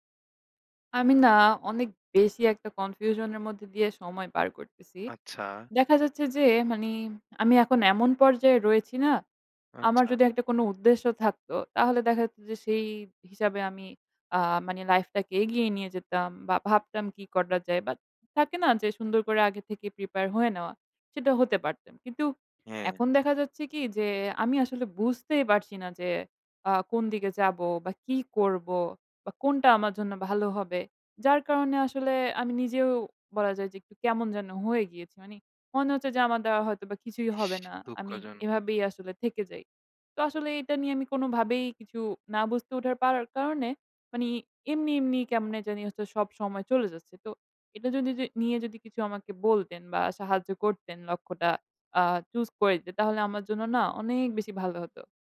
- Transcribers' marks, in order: in English: "confusion"; in English: "প্রিপেয়ার"; in English: "choose"
- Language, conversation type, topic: Bengali, advice, জীবনে স্থায়ী লক্ষ্য না পেয়ে কেন উদ্দেশ্যহীনতা অনুভব করছেন?